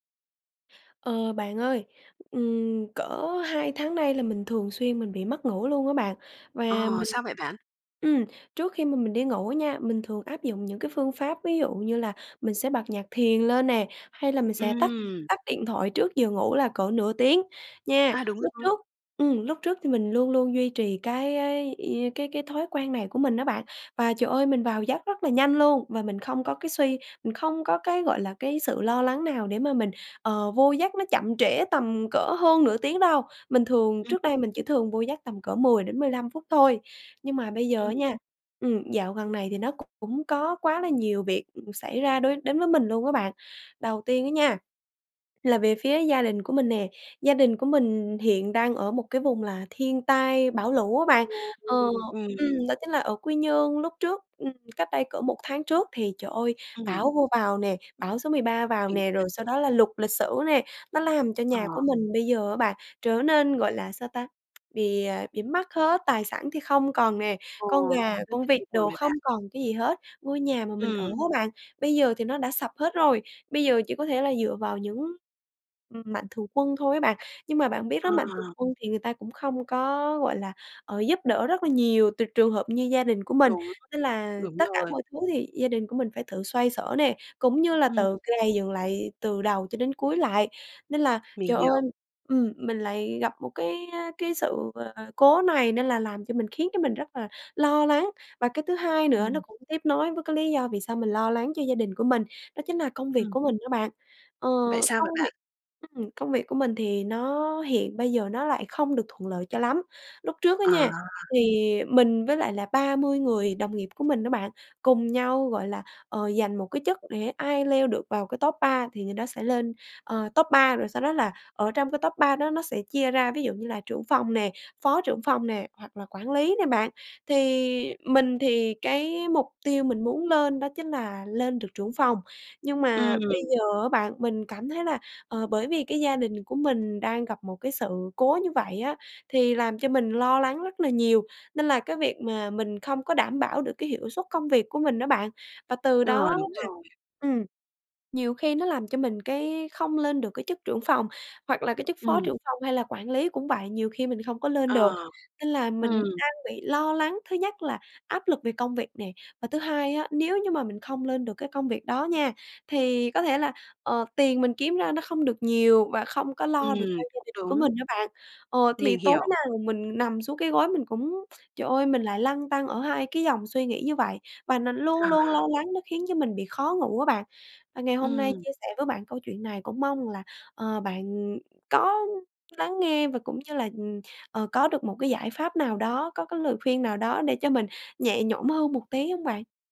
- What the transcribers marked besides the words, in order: tapping; other noise; tsk; other background noise
- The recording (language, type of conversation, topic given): Vietnamese, advice, Vì sao bạn thường trằn trọc vì lo lắng liên tục?